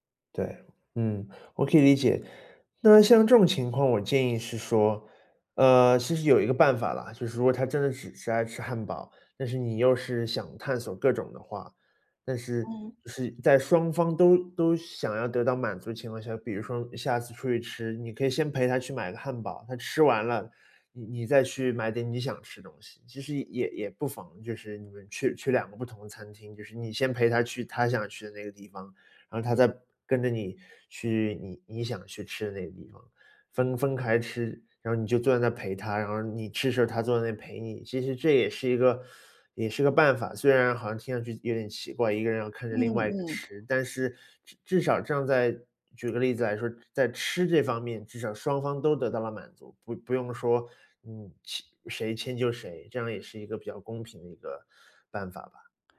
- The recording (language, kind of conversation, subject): Chinese, advice, 在恋爱关系中，我怎样保持自我认同又不伤害亲密感？
- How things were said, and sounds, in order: none